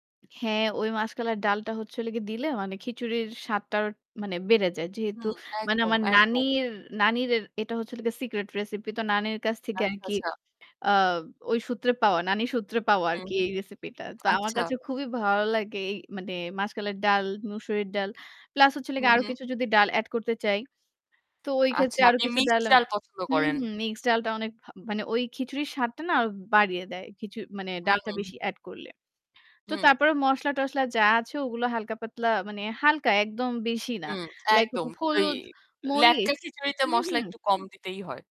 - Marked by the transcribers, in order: static; other background noise; distorted speech; alarm
- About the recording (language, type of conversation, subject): Bengali, unstructured, আপনার প্রিয় খাবারটি কীভাবে তৈরি করেন?